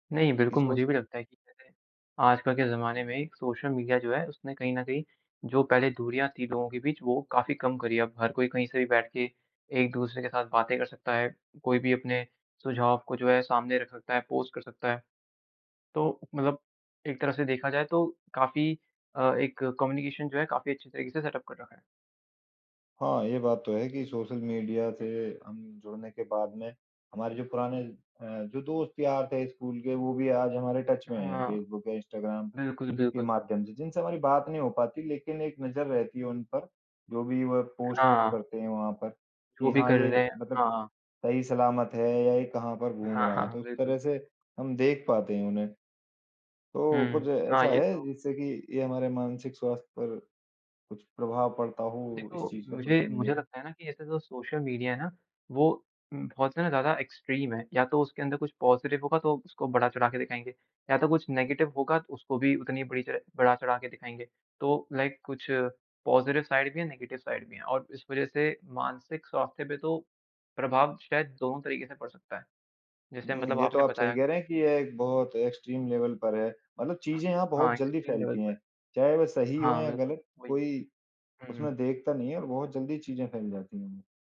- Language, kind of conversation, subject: Hindi, unstructured, सोशल मीडिया के साथ आपका रिश्ता कैसा है?
- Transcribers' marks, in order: unintelligible speech; in English: "कम्युनिकेशन"; in English: "सेट अप"; in English: "टच"; other background noise; in English: "एक्सट्रीम"; in English: "पॉजिटिव"; in English: "लाइक"; in English: "पॉजिटिव साइड"; in English: "नेगेटिव साइड"; in English: "एक्सट्रीम लेवल"; in English: "एक्सट्रीम लेवल"